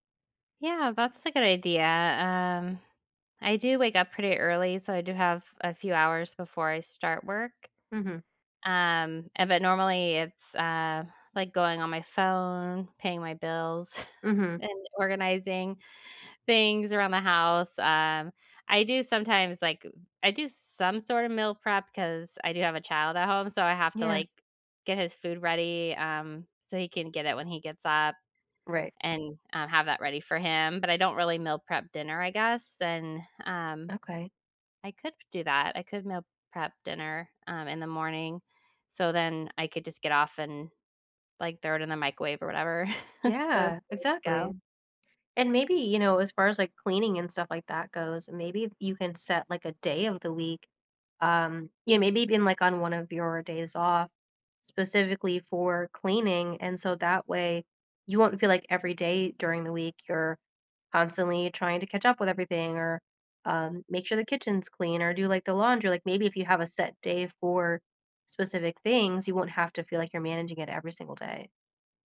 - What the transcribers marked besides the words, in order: chuckle; other background noise; chuckle
- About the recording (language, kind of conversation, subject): English, advice, How can I manage stress from daily responsibilities?